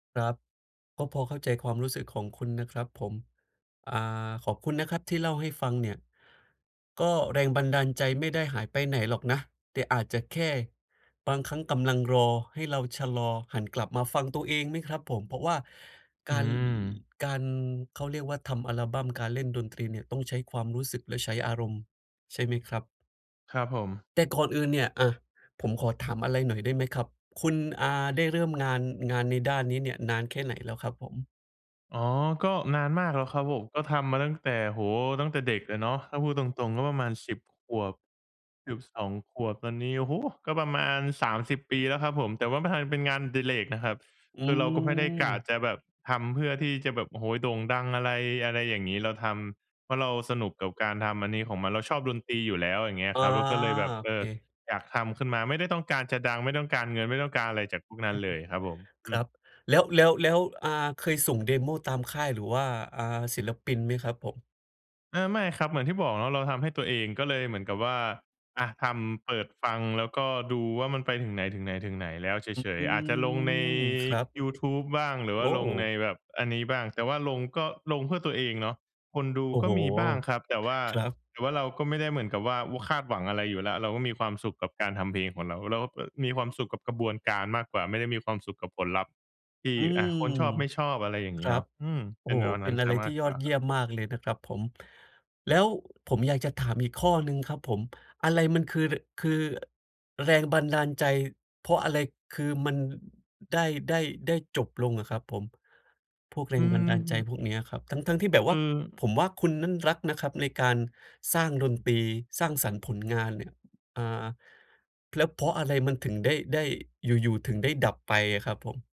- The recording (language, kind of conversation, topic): Thai, advice, คุณจะเริ่มหาแรงบันดาลใจใหม่ๆ ได้อย่างไรเมื่อยังไม่รู้จะเริ่มจากตรงไหน?
- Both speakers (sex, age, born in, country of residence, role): male, 25-29, Thailand, Thailand, user; male, 30-34, Indonesia, Indonesia, advisor
- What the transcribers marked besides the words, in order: chuckle; in English: "เดโม"; other background noise; drawn out: "อืม"; surprised: "โอ้ !"